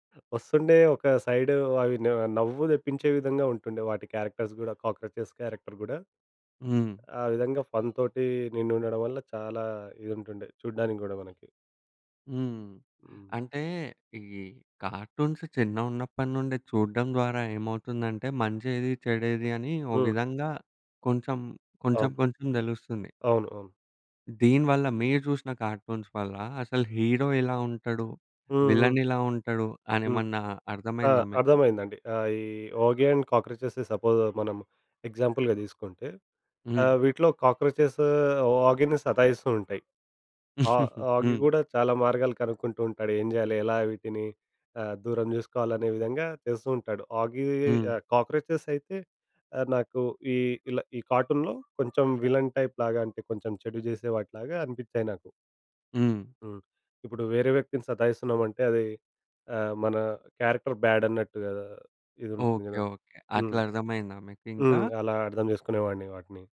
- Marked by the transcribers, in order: in English: "క్యారెక్టర్స్"; in English: "కాక్రోచెస్ క్యారెక్టర్"; in English: "ఫన్"; in English: "కార్టూన్స్"; in English: "కార్టూన్స్"; in English: "హీరో"; in English: "విలన్"; in English: "సపోజ్"; in English: "ఎగ్జాంపుల్‌గా"; chuckle; in English: "కార్టూన్‌లో"; in English: "విలన్ టైప్"; in English: "క్యారెక్టర్ బ్యాడ్"
- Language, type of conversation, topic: Telugu, podcast, చిన్నప్పుడు మీరు చూసిన కార్టూన్లు మీ ఆలోచనలను ఎలా మార్చాయి?